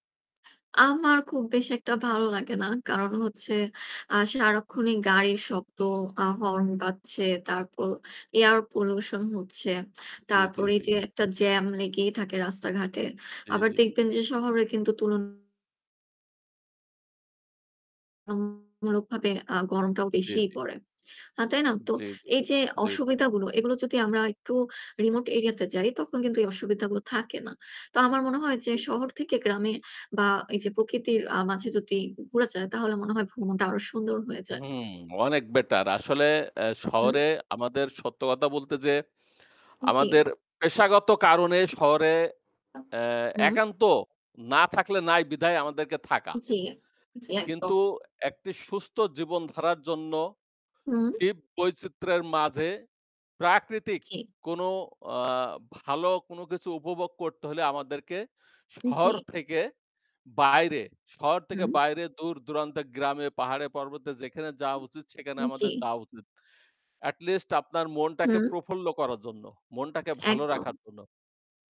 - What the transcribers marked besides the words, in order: static; other background noise; in English: "air pollution"; distorted speech; in English: "remote area"; in English: "better"; lip smack; tapping; in English: "At least"
- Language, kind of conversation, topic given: Bengali, unstructured, ভ্রমণ কীভাবে তোমাকে সুখী করে তোলে?